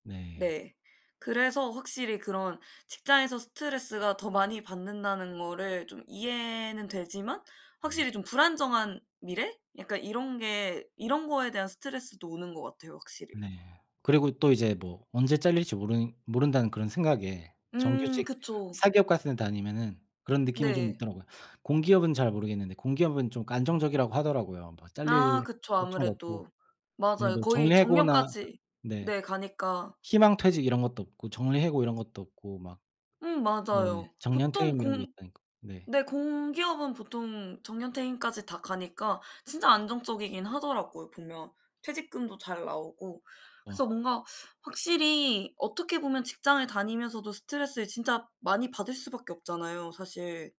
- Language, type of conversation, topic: Korean, unstructured, 직장에서 스트레스를 어떻게 관리하시나요?
- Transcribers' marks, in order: none